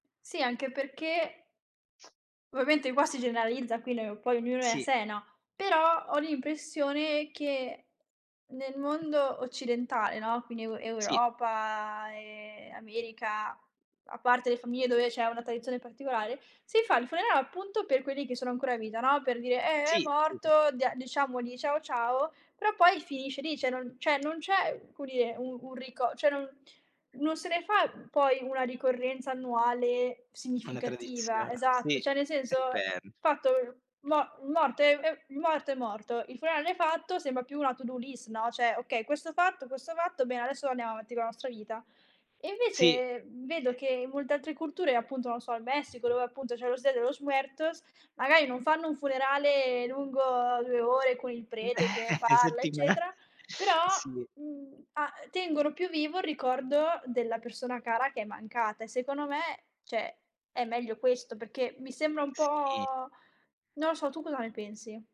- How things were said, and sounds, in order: other background noise; tapping; "cioè" said as "ceh"; "come" said as "coe"; "cioè" said as "ceh"; "cioè" said as "ceh"; in English: "to do list"; chuckle; laughing while speaking: "Settima"; "cioè" said as "ceh"
- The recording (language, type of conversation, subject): Italian, unstructured, È giusto nascondere ai bambini la verità sulla morte?